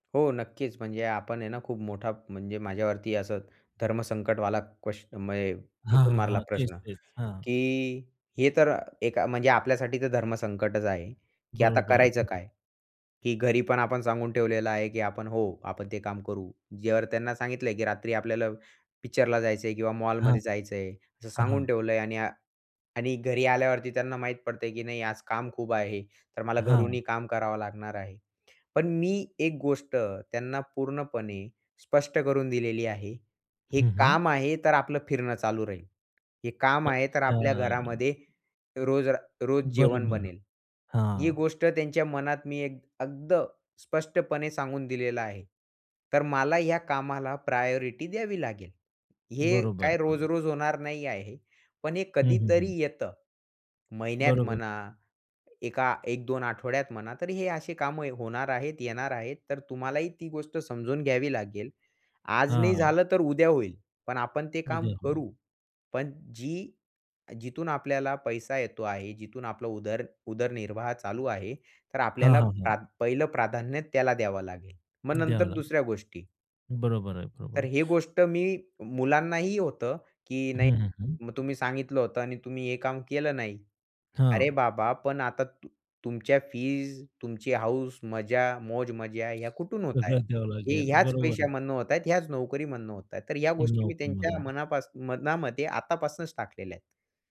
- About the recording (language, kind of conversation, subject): Marathi, podcast, काम आणि घर यांचा समतोल तुम्ही कसा सांभाळता?
- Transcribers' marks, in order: "अगदी" said as "अगद"; in English: "प्रायोरिटी"; tapping; other background noise